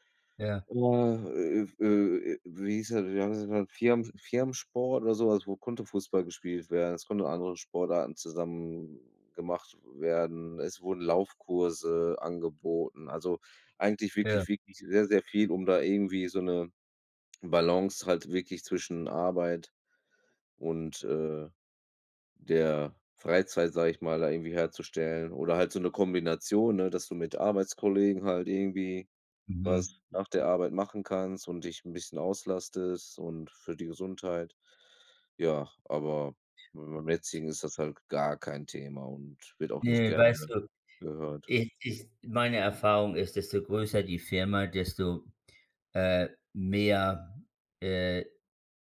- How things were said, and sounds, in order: stressed: "gar kein"
- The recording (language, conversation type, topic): German, unstructured, Wie findest du eine gute Balance zwischen Arbeit und Privatleben?